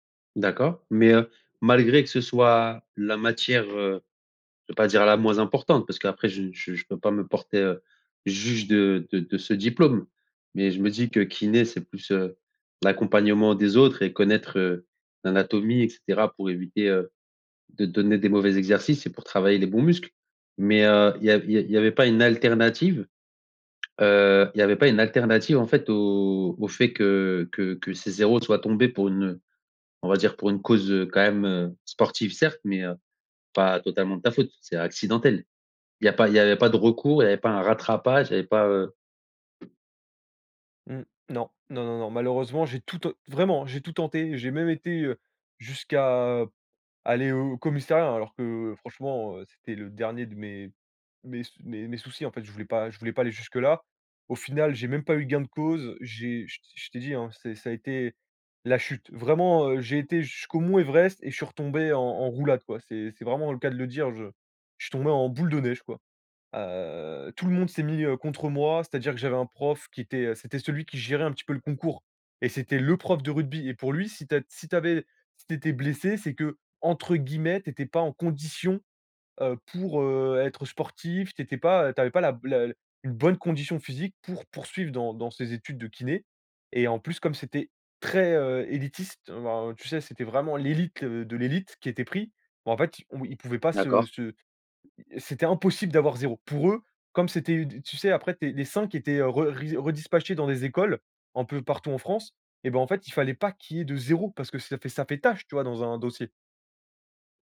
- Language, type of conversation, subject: French, advice, Comment votre confiance en vous s’est-elle effondrée après une rupture ou un échec personnel ?
- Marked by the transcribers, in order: stressed: "importante"; tapping; stressed: "boule de neige"; stressed: "le"; stressed: "condition"; stressed: "très"; stressed: "l'élite"; stressed: "tâche"